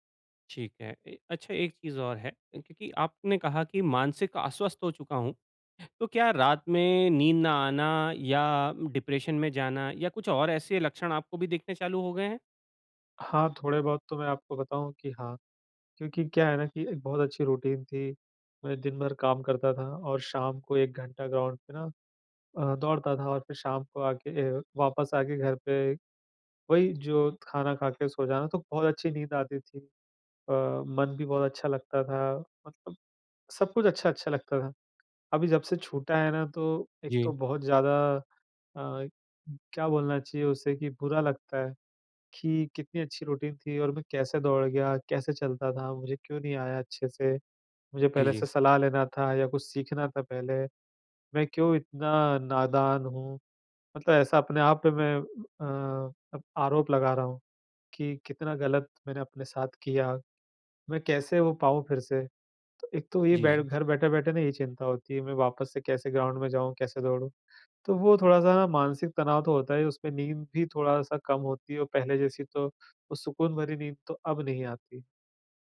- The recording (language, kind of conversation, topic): Hindi, advice, चोट के बाद मानसिक स्वास्थ्य को संभालते हुए व्यायाम के लिए प्रेरित कैसे रहें?
- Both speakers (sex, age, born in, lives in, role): male, 35-39, India, India, user; male, 40-44, India, India, advisor
- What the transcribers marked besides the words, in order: in English: "डिप्रेशन"; in English: "रूटीन"; in English: "ग्राउंड"; in English: "रूटीन"; other background noise; in English: "ग्राउंड"